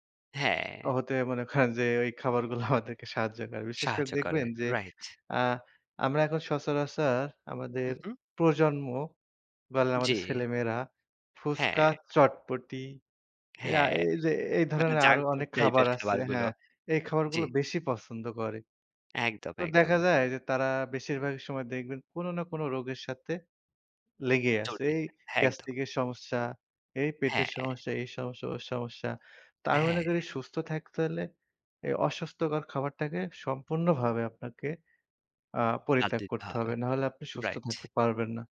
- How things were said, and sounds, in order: scoff; in English: "জাঙ্ক ফুড টাইপ"
- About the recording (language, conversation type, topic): Bengali, unstructured, শরীর সুস্থ রাখতে আপনার মতে কোন ধরনের খাবার সবচেয়ে বেশি প্রয়োজন?